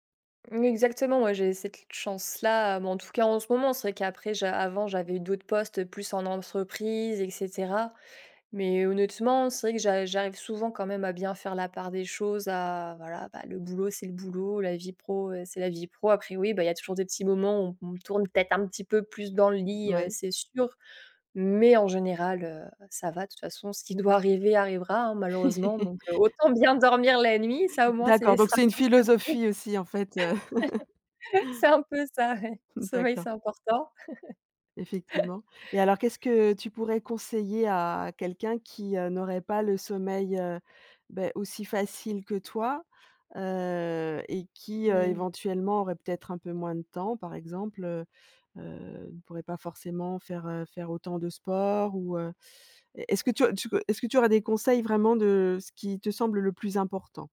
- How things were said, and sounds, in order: laugh; chuckle; laugh; unintelligible speech; laugh; laughing while speaking: "c'est un peu ça, ouais"; chuckle; laugh
- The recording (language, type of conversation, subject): French, podcast, Qu'est-ce qui t'aide à mieux dormir la nuit ?